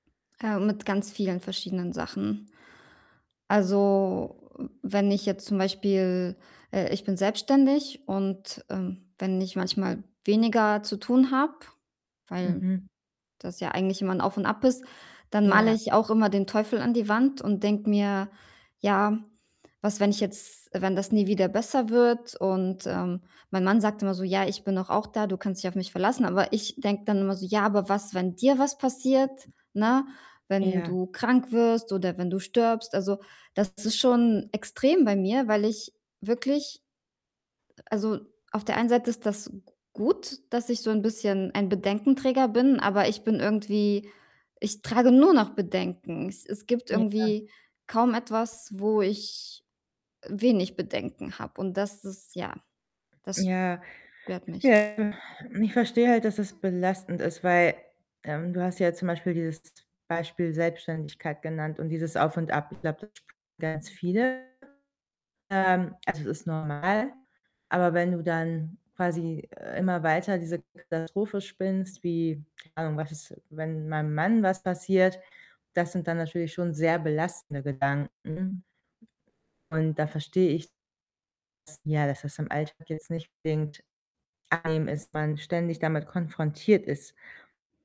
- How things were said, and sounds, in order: distorted speech; static; other background noise; stressed: "dir"; stressed: "nur"; unintelligible speech
- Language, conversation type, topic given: German, advice, Wie kann ich verhindern, dass Angst meinen Alltag bestimmt und mich definiert?